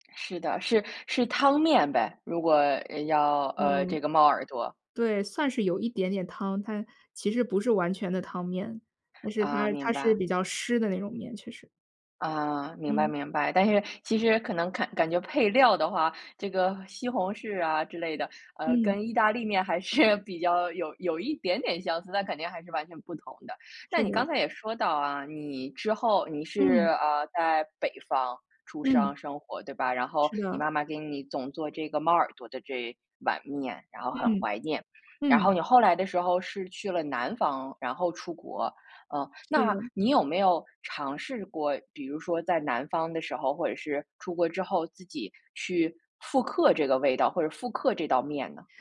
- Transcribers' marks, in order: laughing while speaking: "是"
- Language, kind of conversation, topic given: Chinese, podcast, 你能分享一道让你怀念的童年味道吗？